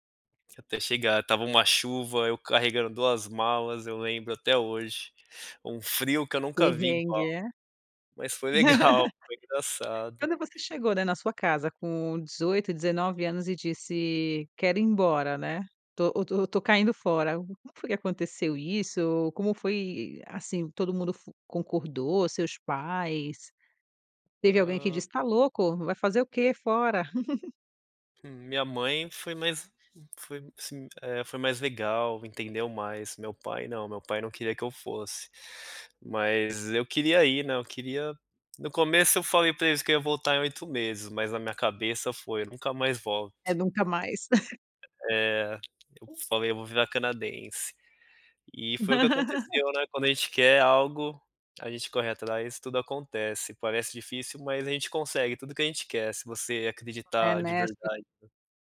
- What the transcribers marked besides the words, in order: laugh; chuckle; chuckle; laugh
- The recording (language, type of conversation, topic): Portuguese, podcast, Como foi o momento em que você se orgulhou da sua trajetória?